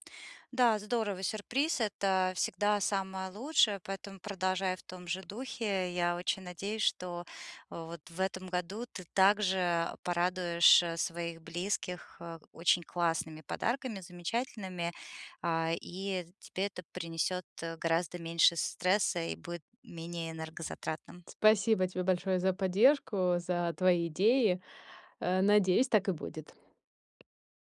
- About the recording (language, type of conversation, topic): Russian, advice, Почему мне так трудно выбрать подарок и как не ошибиться с выбором?
- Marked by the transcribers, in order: tapping